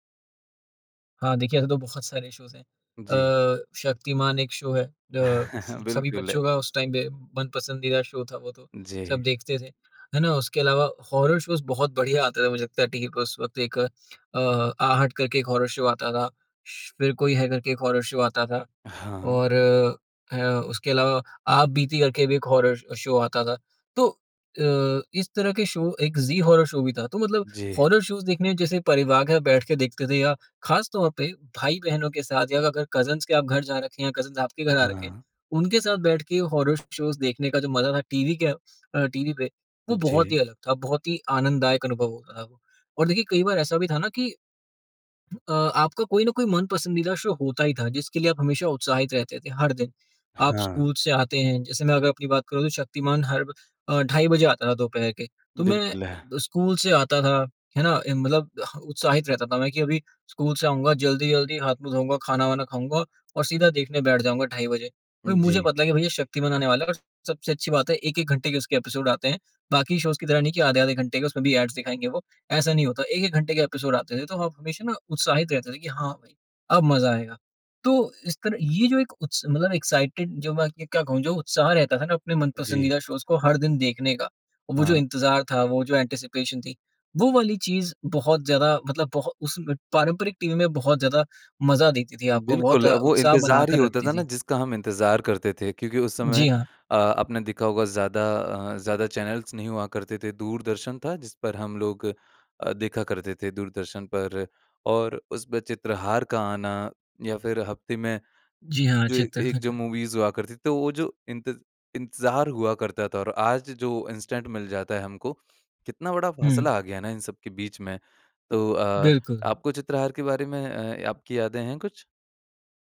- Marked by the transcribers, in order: in English: "शोज़"; in English: "शो"; chuckle; in English: "टाइम"; in English: "शो"; tapping; in English: "हॉरर शोज़"; in English: "हॉरर शो"; in English: "हॉरर शो"; in English: "हॉरर"; in English: "शो"; in English: "शो"; in English: "ज़ी हॉरर शो"; in English: "हॉरर शोज़"; in English: "कज़िन्स"; in English: "कज़िन्स"; in English: "हॉरर शोज़"; in English: "शो"; in English: "एपिसोड"; in English: "शोज़"; in English: "ऐड्स"; in English: "एपिसोड"; in English: "एक्साइटेड"; in English: "शोज़"; in English: "एंटीसिपेशन"; in English: "मूवीज़"; chuckle; in English: "इंस्टेंट"
- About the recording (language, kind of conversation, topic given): Hindi, podcast, क्या अब वेब-सीरीज़ और पारंपरिक टीवी के बीच का फर्क सच में कम हो रहा है?